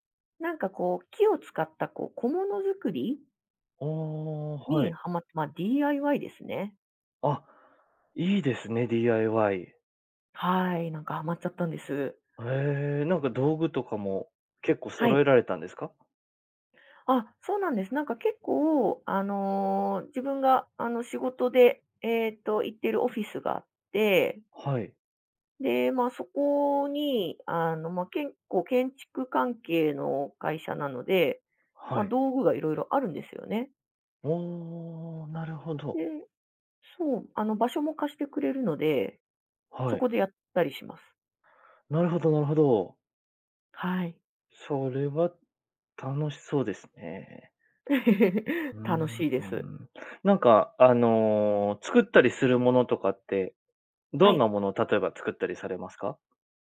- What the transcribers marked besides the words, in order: laugh
- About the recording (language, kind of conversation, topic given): Japanese, podcast, 趣味に没頭して「ゾーン」に入ったと感じる瞬間は、どんな感覚ですか？